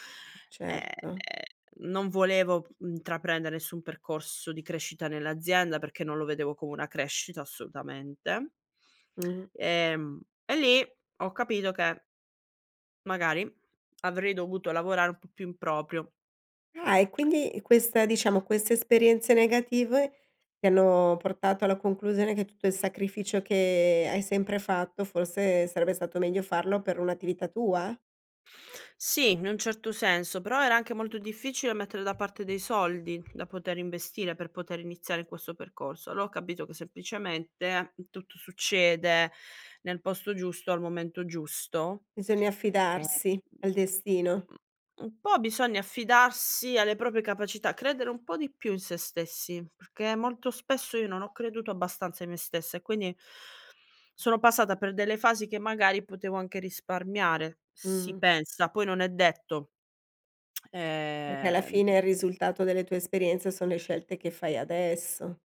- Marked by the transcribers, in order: tapping; "negative" said as "negativue"; other background noise; "Allora" said as "alloa"; "proprie" said as "propie"; lip smack
- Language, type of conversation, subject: Italian, podcast, Quali segnali indicano che è ora di cambiare lavoro?